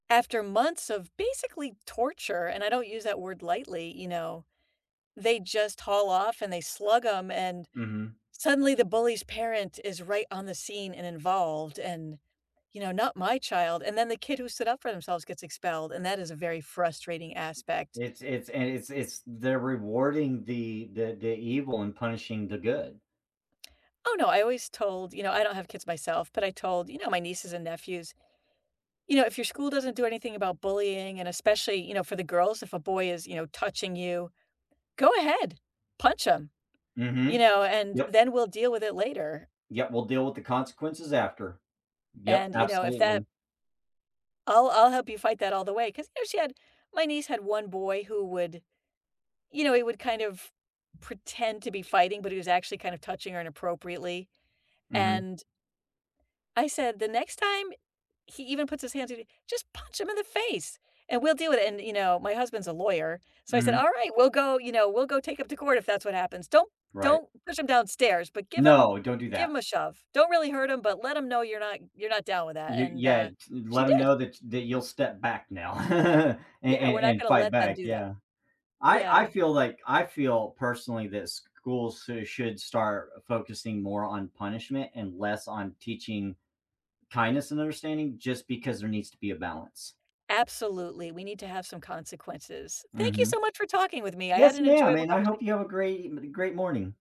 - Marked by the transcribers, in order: other background noise; tapping; chuckle
- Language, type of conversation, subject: English, unstructured, How should schools deal with bullying?
- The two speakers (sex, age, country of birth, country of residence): female, 45-49, United States, United States; male, 45-49, United States, United States